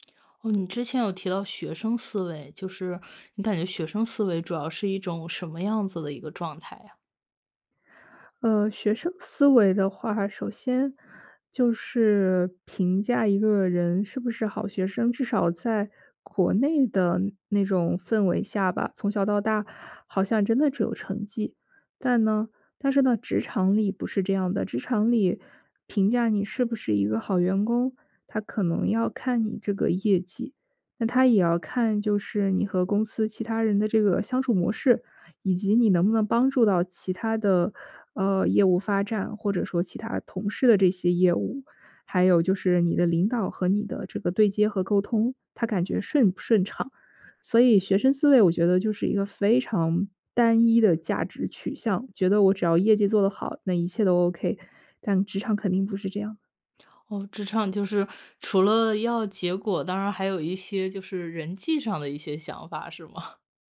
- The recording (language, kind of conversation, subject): Chinese, podcast, 你会给刚踏入职场的人什么建议？
- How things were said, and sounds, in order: laugh